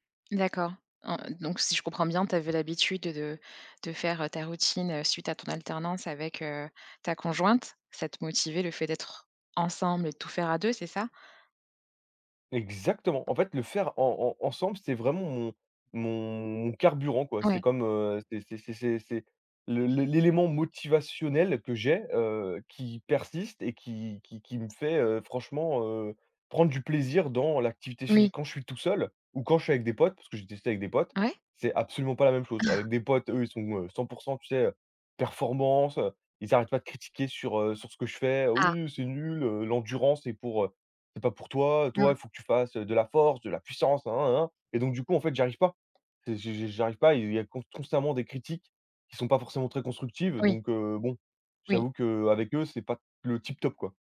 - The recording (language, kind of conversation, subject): French, advice, Pourquoi est-ce que j’abandonne une nouvelle routine d’exercice au bout de quelques jours ?
- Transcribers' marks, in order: other background noise; put-on voice: "oui heu c'est nul, heu"; tapping